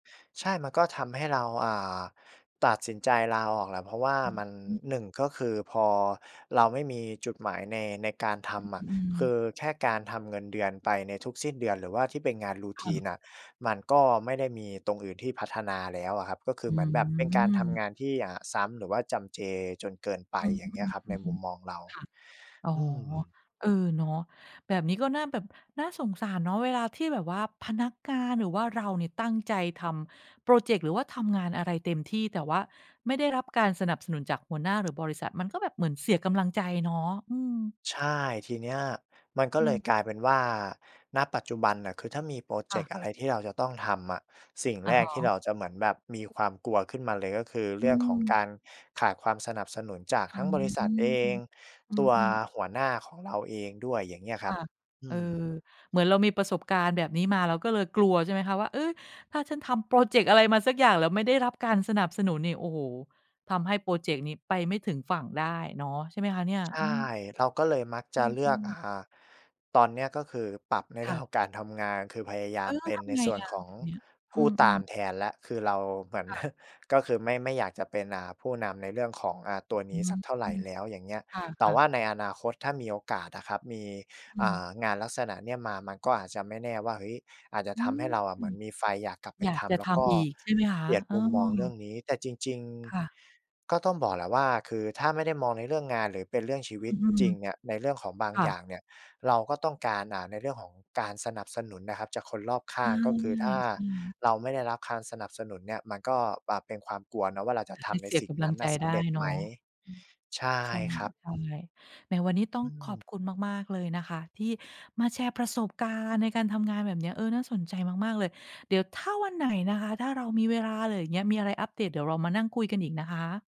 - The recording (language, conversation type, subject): Thai, podcast, ความกลัวอะไรที่กำลังขวางไม่ให้คุณไปถึงความทะเยอทะยานของตัวเอง?
- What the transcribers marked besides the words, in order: in English: "Routine"; chuckle